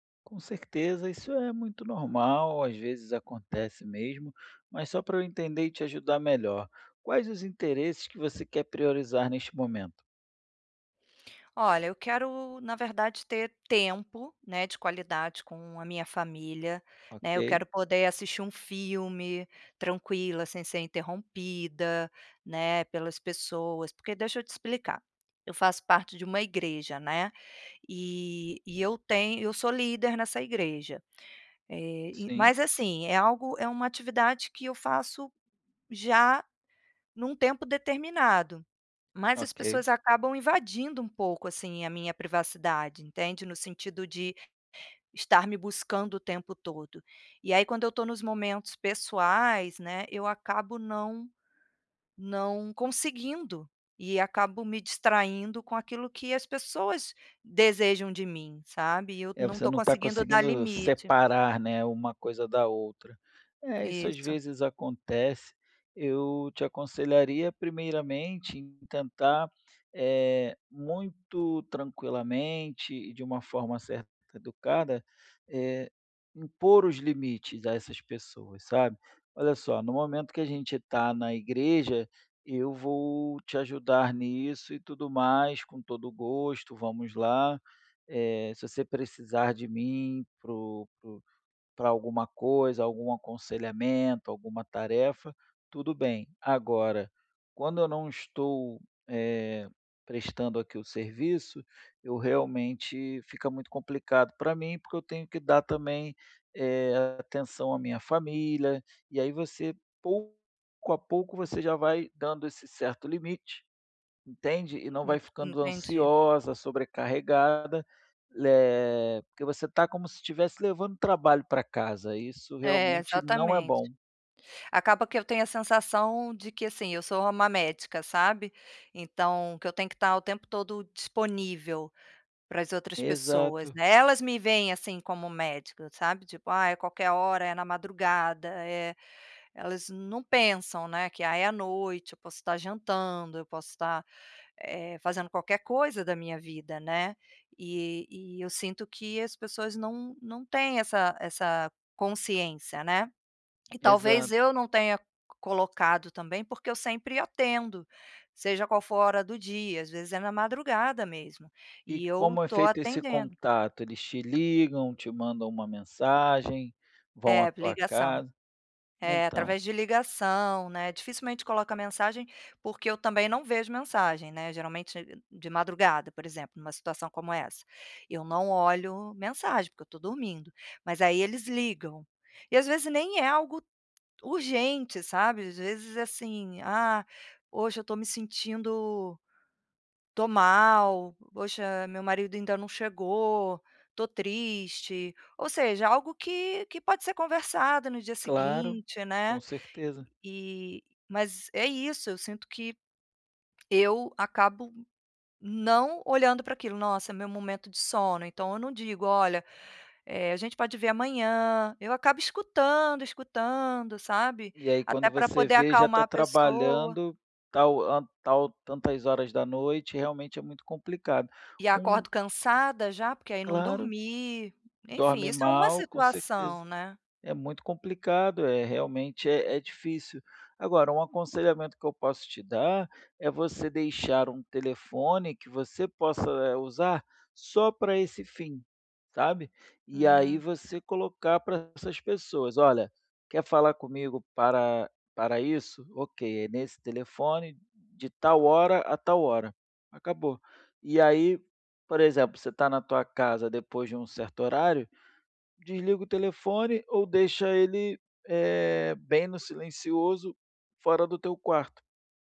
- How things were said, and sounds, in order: other background noise; tapping
- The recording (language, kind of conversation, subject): Portuguese, advice, Como posso priorizar meus próprios interesses quando minha família espera outra coisa?